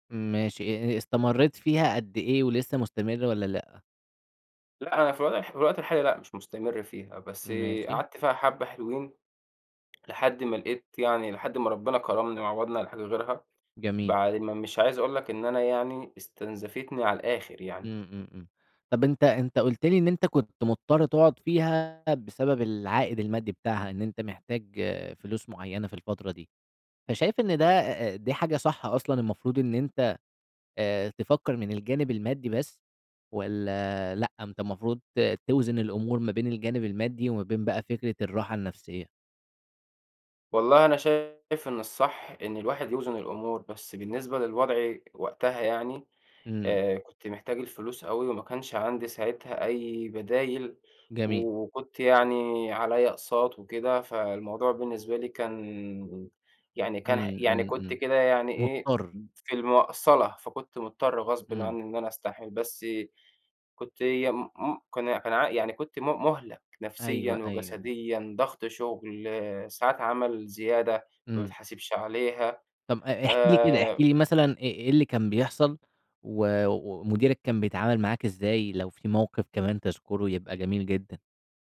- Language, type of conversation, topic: Arabic, podcast, إيه العلامات اللي بتقول إن شغلك بيستنزفك؟
- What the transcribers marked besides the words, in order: none